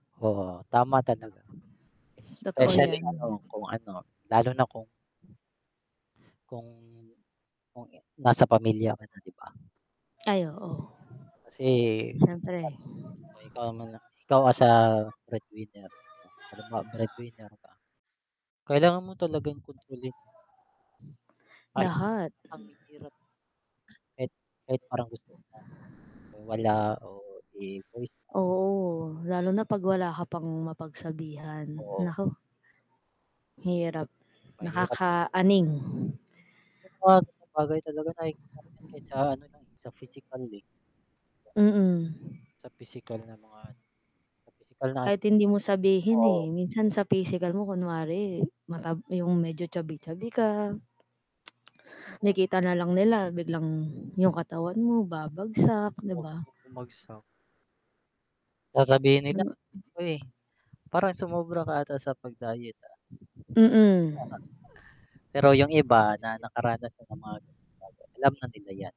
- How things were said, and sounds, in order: distorted speech; static; other background noise; mechanical hum; background speech; unintelligible speech; music; wind; unintelligible speech; unintelligible speech; tapping; unintelligible speech; chuckle
- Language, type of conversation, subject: Filipino, unstructured, Mas pipiliin mo bang maging masaya pero walang pera, o maging mayaman pero laging malungkot?
- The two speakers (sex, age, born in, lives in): female, 25-29, Philippines, Philippines; male, 30-34, Philippines, Philippines